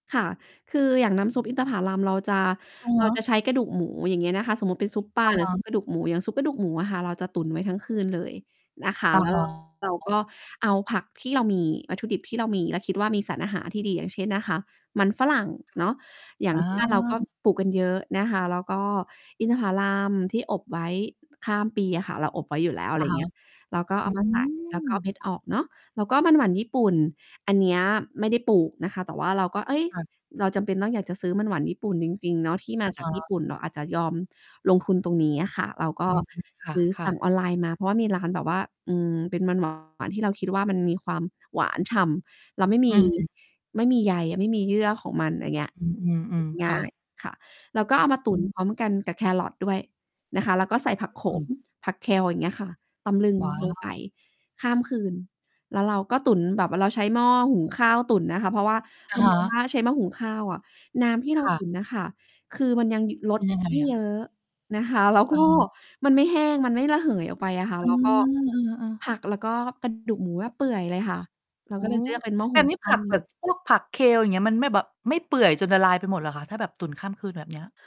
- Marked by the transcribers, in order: other background noise; distorted speech; tapping; other noise; mechanical hum; in English: "Kale"; in English: "Kale"
- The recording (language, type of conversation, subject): Thai, podcast, มีวิธีทำให้กินผักและผลไม้ให้มากขึ้นได้อย่างไรบ้าง?